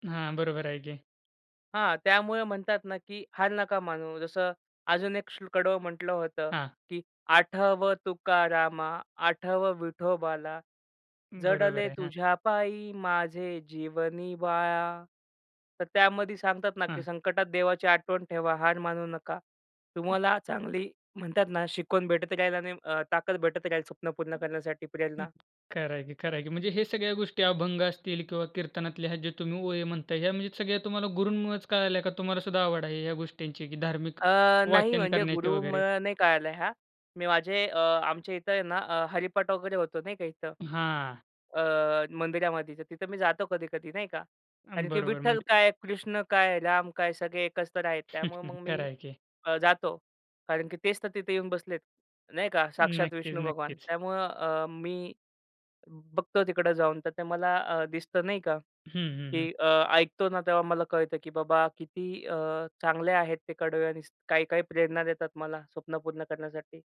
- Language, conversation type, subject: Marathi, podcast, तुम्हाला स्वप्ने साध्य करण्याची प्रेरणा कुठून मिळते?
- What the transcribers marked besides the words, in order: tapping; chuckle; other background noise